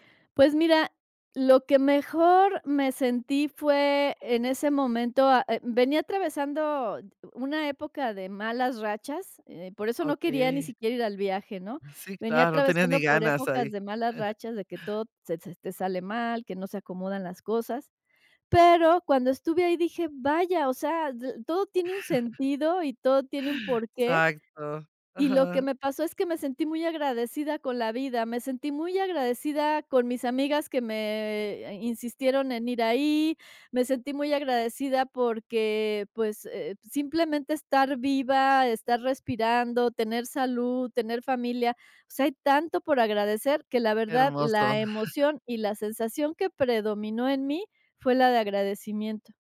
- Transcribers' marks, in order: chuckle; chuckle; chuckle
- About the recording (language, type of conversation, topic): Spanish, podcast, ¿Me hablas de un lugar que te hizo sentir pequeño ante la naturaleza?